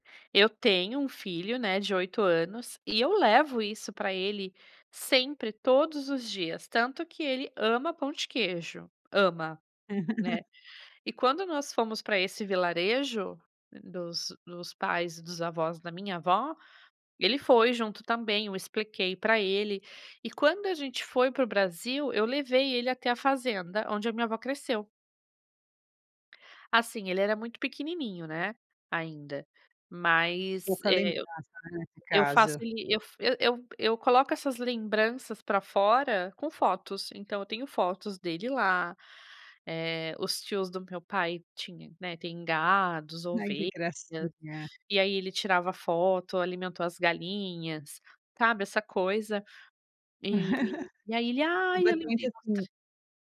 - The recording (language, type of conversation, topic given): Portuguese, podcast, Que comida faz você se sentir em casa só de pensar nela?
- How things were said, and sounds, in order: tapping; laugh; unintelligible speech; laugh; unintelligible speech